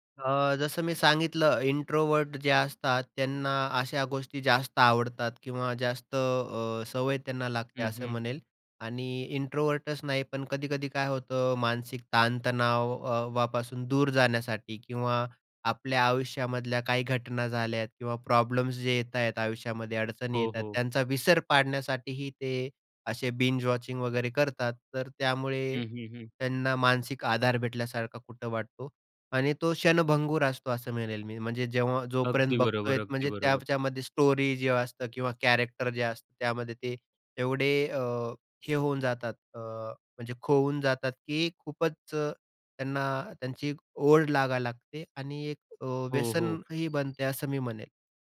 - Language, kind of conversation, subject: Marathi, podcast, सलग भाग पाहण्याबद्दल तुमचे मत काय आहे?
- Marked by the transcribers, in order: in English: "इंट्रोव्हर्ट"; in English: "इंट्रोव्हर्टच"; in English: "बिंज वॉचिंग"; tapping; in English: "स्टोरी"; in English: "कॅरेक्टर"; other background noise